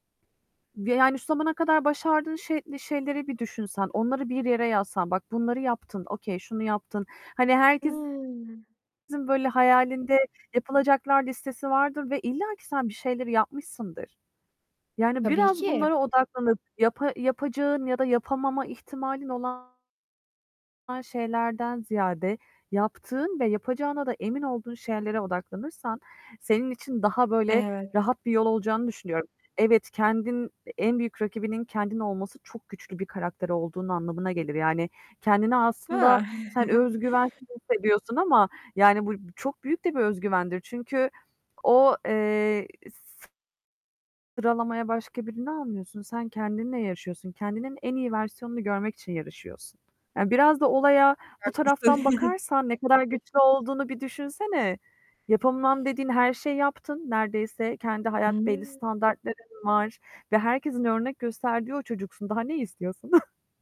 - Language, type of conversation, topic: Turkish, advice, Projeye başlarken kendini yetersiz hissetme korkusunu nasıl yenebilirsin?
- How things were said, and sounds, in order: static; other background noise; tapping; in English: "okay"; distorted speech; unintelligible speech; chuckle; chuckle; unintelligible speech; chuckle